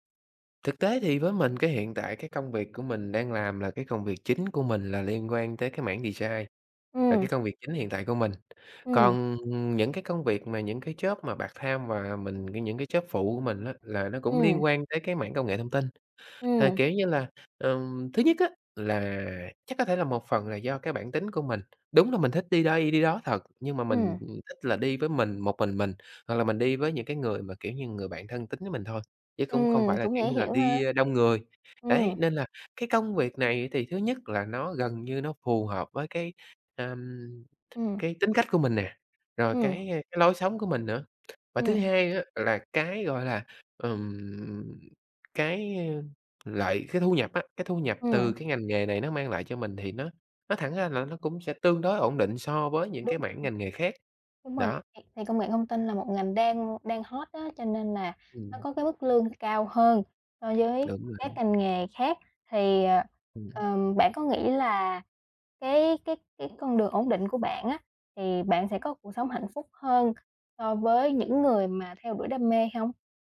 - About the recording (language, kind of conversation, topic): Vietnamese, podcast, Bạn nghĩ thế nào về việc theo đuổi đam mê hay chọn một công việc ổn định?
- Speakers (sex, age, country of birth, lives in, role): female, 20-24, Vietnam, Vietnam, host; male, 30-34, Vietnam, Vietnam, guest
- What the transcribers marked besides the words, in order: in English: "design"; in English: "job"; in English: "part-time"; in English: "job"; tapping; other background noise